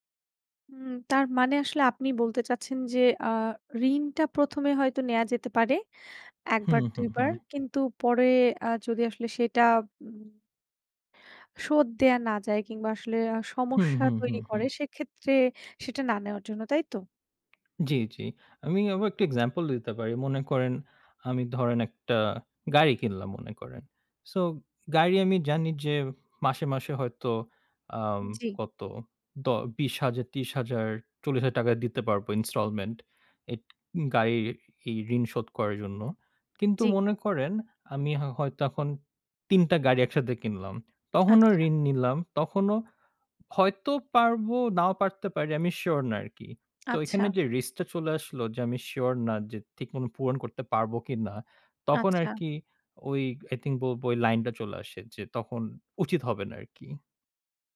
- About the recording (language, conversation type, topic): Bengali, unstructured, ঋণ নেওয়া কখন ঠিক এবং কখন ভুল?
- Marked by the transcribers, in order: in English: "example"; in English: "installment"; other noise; in English: "i think"